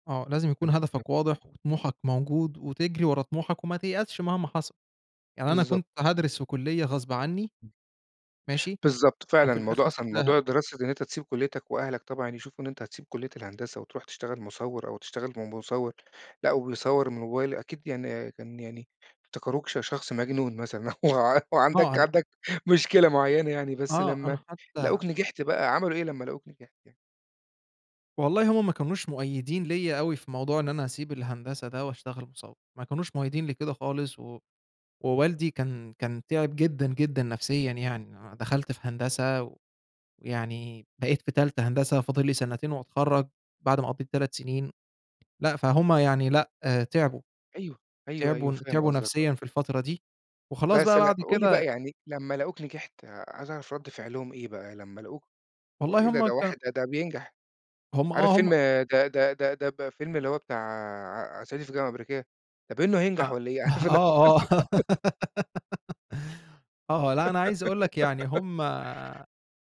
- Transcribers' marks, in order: unintelligible speech; laughing while speaking: "أو أو عندك عندك مشكلة"; tapping; chuckle; laughing while speaking: "عارف اللي هو"; laugh; giggle; giggle
- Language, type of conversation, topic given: Arabic, podcast, إزاي بتصوّر شغلك علشان يطلع جذّاب؟